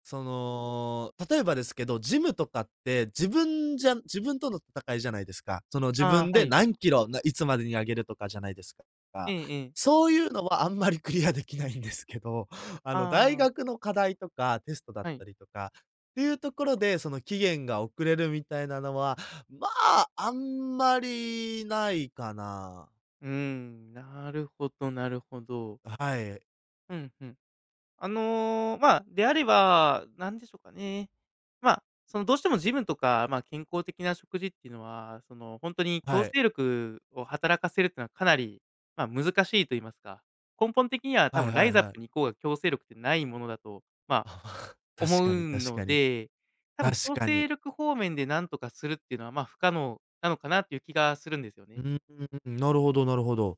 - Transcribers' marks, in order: tapping; laughing while speaking: "あんまりクリアできないんですけど"; laughing while speaking: "ああ"
- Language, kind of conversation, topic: Japanese, advice, 誘惑に負けて計画どおりに進められないのはなぜですか？